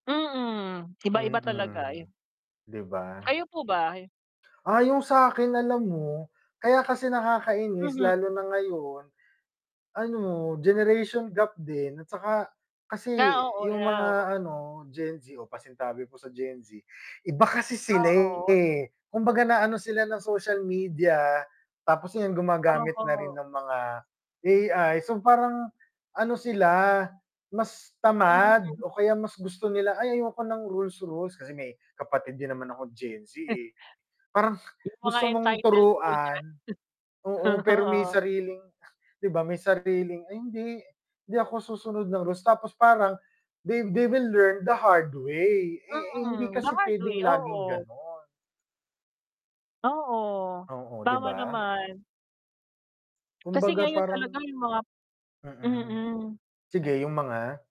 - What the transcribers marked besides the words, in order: other background noise; static; mechanical hum; sigh; distorted speech; scoff; other noise; scoff; chuckle; in English: "they will learn the hard way"
- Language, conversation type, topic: Filipino, unstructured, Bakit minsan nakakainis ang pagtuturo ng mga bagong bagay?